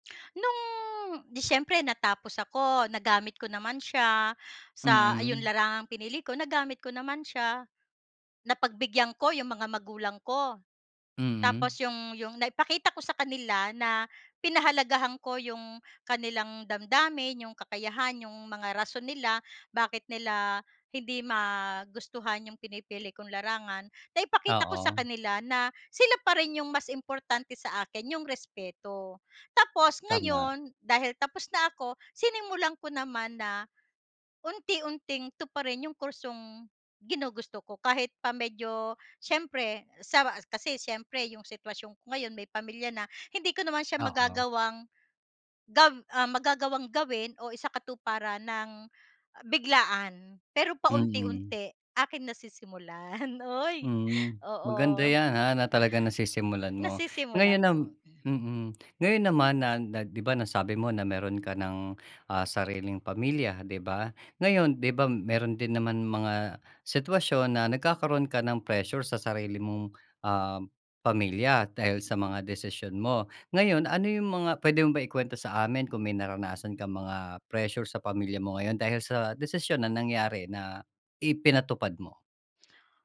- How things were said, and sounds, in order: lip smack; chuckle; in English: "pressure"; in English: "pressure"
- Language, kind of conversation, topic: Filipino, podcast, Paano mo hinaharap ang panggigipit ng pamilya sa iyong desisyon?